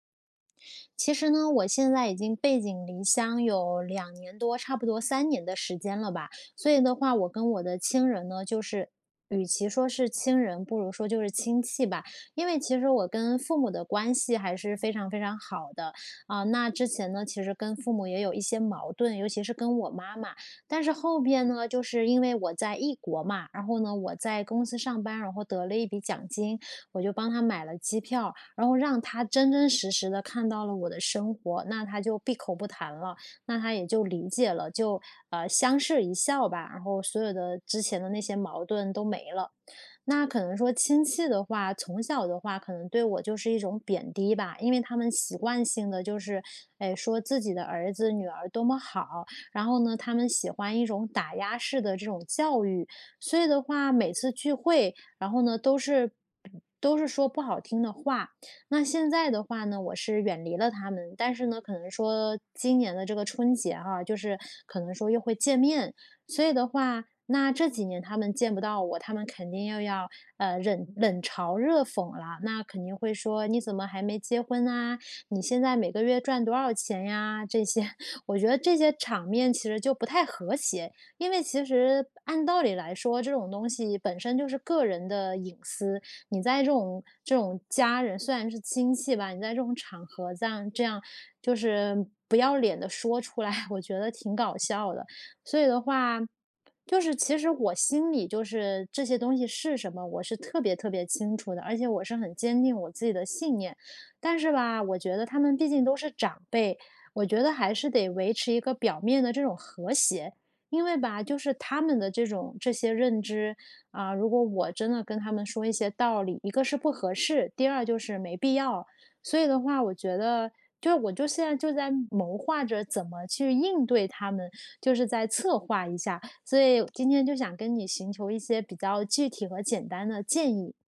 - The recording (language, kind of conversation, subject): Chinese, advice, 如何在家庭聚会中既保持和谐又守住界限？
- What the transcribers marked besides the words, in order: other background noise; laughing while speaking: "这些"; laughing while speaking: "来"